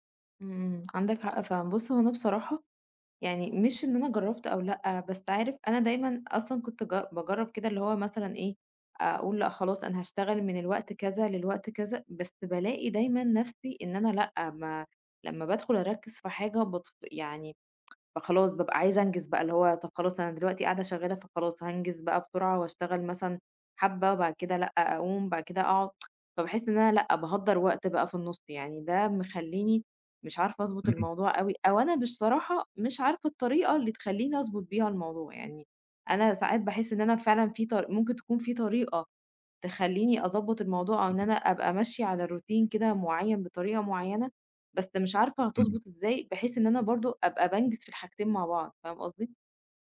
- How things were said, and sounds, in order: tapping; tsk; other noise; in English: "روتين"
- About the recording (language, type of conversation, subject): Arabic, advice, إزاي غياب التخطيط اليومي بيخلّيك تضيّع وقتك؟